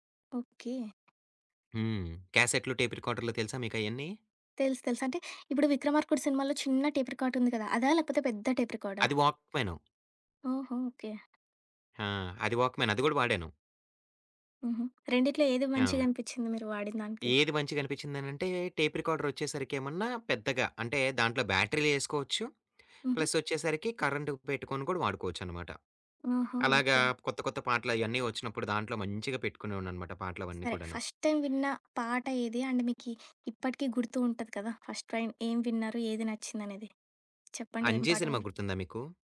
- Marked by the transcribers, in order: other background noise; in English: "టేప్ రికార్డర్‌లు"; in English: "వాక్‌మాన్"; in English: "టేప్"; in English: "కరెంట్"; in English: "ఫస్ట్ టైమ్"; tapping; in English: "అండ్"; in English: "ఫస్ట్ టైమ్"
- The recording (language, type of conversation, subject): Telugu, podcast, కొత్త పాటలను సాధారణంగా మీరు ఎక్కడి నుంచి కనుగొంటారు?